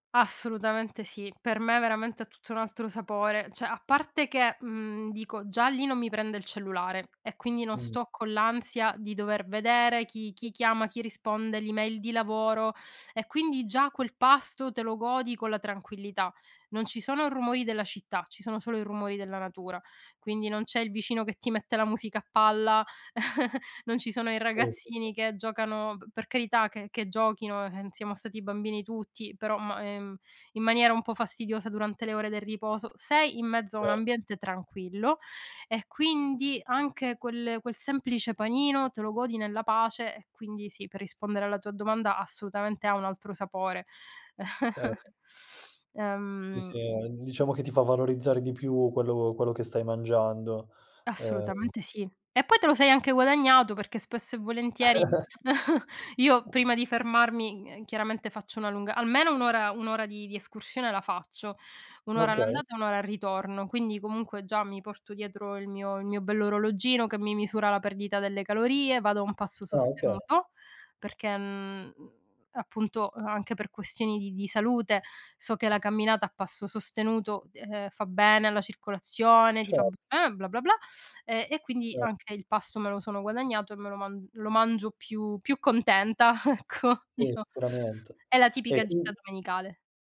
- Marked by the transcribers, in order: "cioè" said as "ceh"; other background noise; chuckle; tapping; "assolutamente" said as "assutamente"; giggle; giggle; chuckle; chuckle; laughing while speaking: "ecco, diciò"; "diciamo" said as "diciò"; teeth sucking
- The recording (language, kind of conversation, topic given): Italian, podcast, Perché ti piace fare escursioni o camminare in natura?